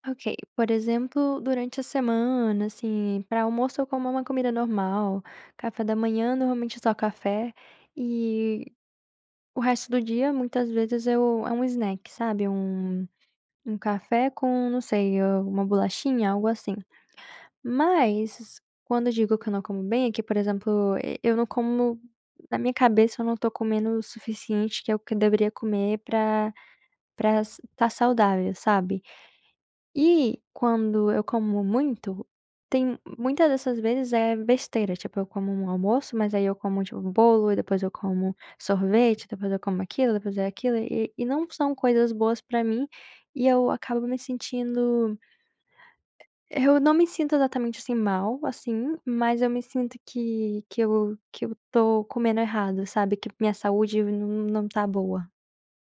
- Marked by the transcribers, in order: in English: "snack"
- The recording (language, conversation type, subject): Portuguese, advice, Como é que você costuma comer quando está estressado(a) ou triste?
- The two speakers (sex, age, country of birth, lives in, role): female, 20-24, Brazil, United States, user; female, 45-49, Brazil, Italy, advisor